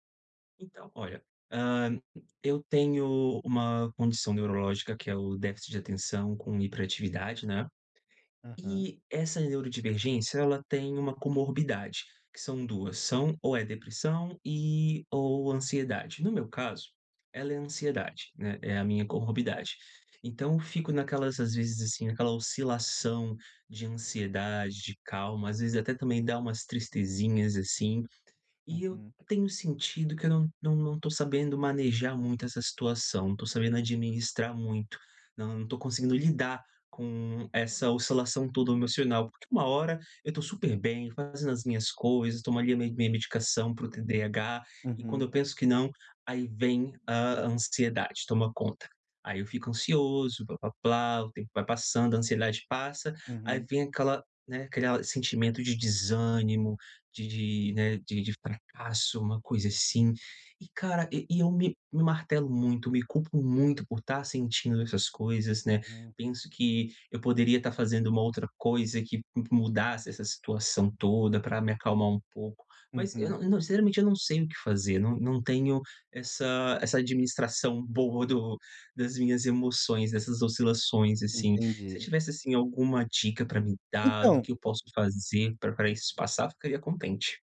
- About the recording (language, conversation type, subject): Portuguese, advice, Como posso responder com autocompaixão quando minha ansiedade aumenta e me assusta?
- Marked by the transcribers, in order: tapping; "TDAH" said as "TDH"